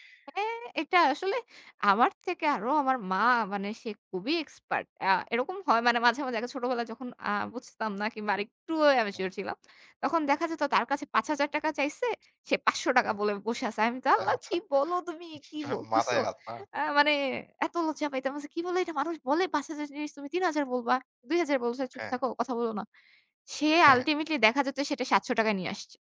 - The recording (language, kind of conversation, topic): Bengali, podcast, কম খরচে কীভাবে ভালো দেখানো যায় বলে তুমি মনে করো?
- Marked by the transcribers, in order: tapping; other background noise; laughing while speaking: "আল্লাহ কি বললো তুমি কি বলতেছো?"; laughing while speaking: "হ্যাঁ"